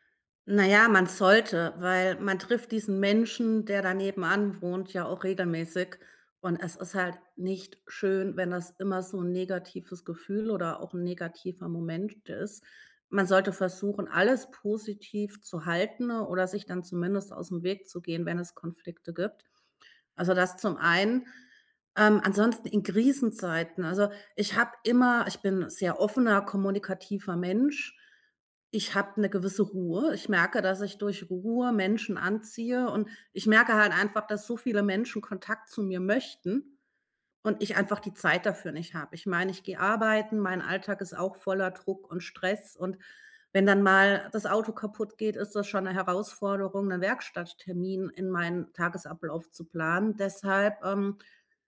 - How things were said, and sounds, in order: stressed: "möchten"
- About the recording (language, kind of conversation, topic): German, podcast, Welche kleinen Gesten stärken den Gemeinschaftsgeist am meisten?